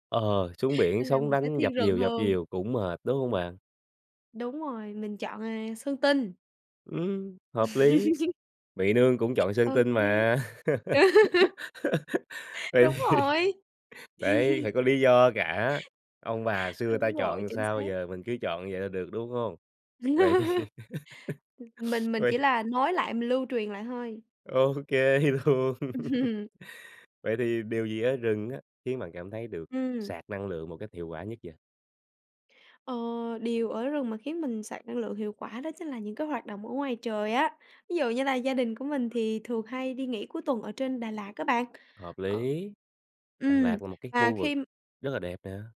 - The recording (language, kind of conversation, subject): Vietnamese, podcast, Bạn sẽ chọn đi rừng hay đi biển vào dịp cuối tuần, và vì sao?
- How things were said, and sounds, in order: tapping; laugh; laughing while speaking: "Vậy thì"; chuckle; laugh; laughing while speaking: "Ô kê luôn"; chuckle; laughing while speaking: "Ừm hừm"